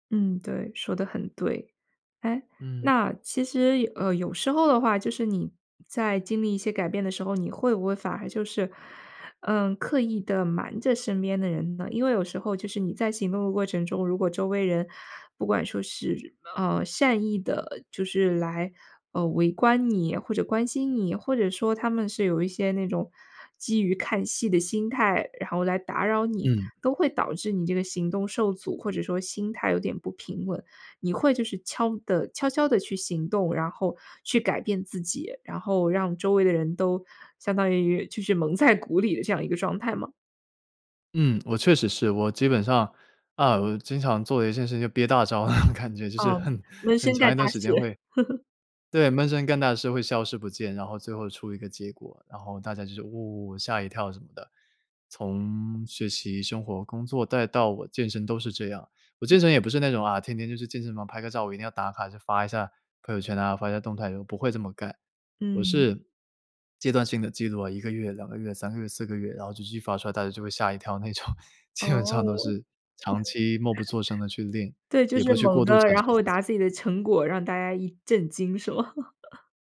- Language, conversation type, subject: Chinese, podcast, 怎样用行动证明自己的改变？
- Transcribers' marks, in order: laughing while speaking: "蒙在鼓里"; chuckle; chuckle; other background noise; laughing while speaking: "那种。基本"; chuckle; chuckle